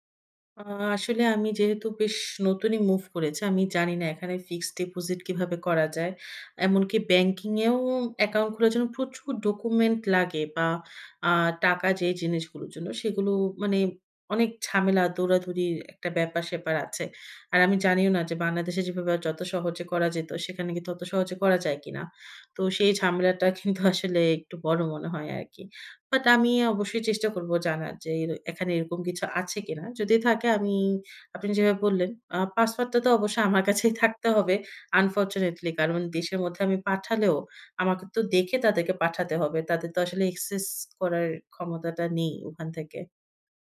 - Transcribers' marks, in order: "পাসওয়ার্ডটা" said as "পাসওয়াততা"; in English: "unfortunately"; in English: "access"
- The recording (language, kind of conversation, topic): Bengali, advice, ক্যাশফ্লো সমস্যা: বেতন, বিল ও অপারেটিং খরচ মেটাতে উদ্বেগ